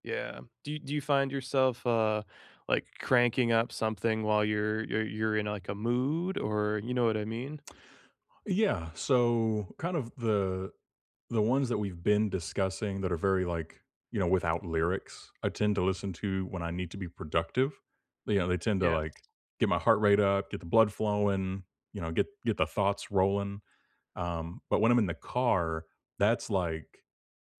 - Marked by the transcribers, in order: none
- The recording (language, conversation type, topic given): English, unstructured, Which soundtracks or scores make your everyday moments feel cinematic, and what memories do they carry?
- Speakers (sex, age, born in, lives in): male, 30-34, United States, United States; male, 35-39, United States, United States